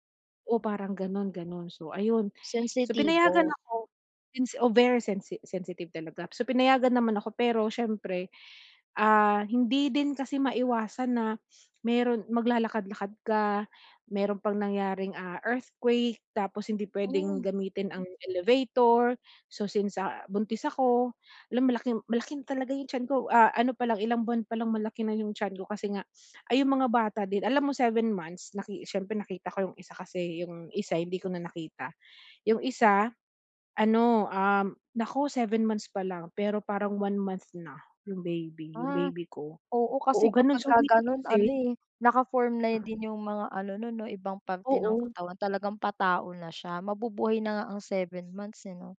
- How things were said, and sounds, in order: sniff; unintelligible speech; other background noise
- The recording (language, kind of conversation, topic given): Filipino, advice, Paano ko haharapin ang palagiang pakiramdam na may kasalanan ako?